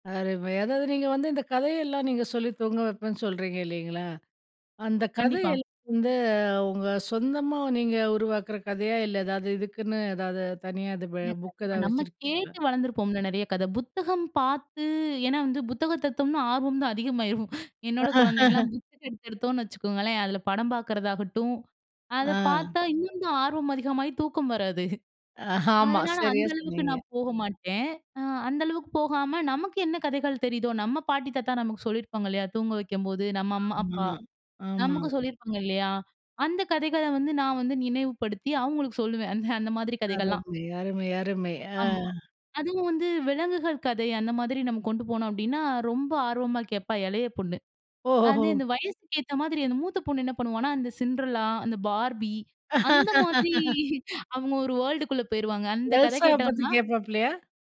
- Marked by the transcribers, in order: unintelligible speech; drawn out: "பார்த்து"; laughing while speaking: "அதிகமாயிரும்"; laugh; laughing while speaking: "வராது"; chuckle; unintelligible speech; laugh; laughing while speaking: "மாதிரி"; in English: "வேர்ல்டு"
- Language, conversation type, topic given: Tamil, podcast, குழந்தைகளுக்கு பற்கள் துலக்குவது, நேரத்தில் படுக்கச் செல்வது போன்ற தினசரி பழக்கங்களை இயல்பாக எப்படிப் பழக்கமாக்கலாம்?